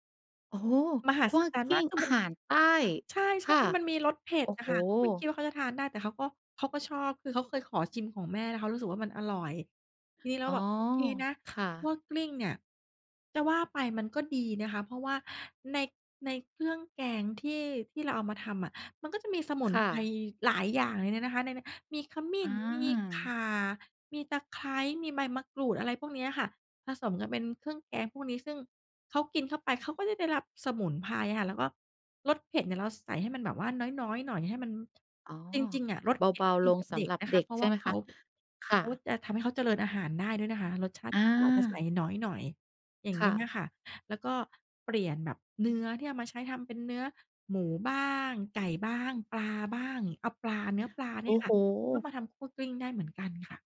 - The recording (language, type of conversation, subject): Thai, podcast, คุณจัดสมดุลระหว่างรสชาติและคุณค่าทางโภชนาการเวลาทำอาหารอย่างไร?
- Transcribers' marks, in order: none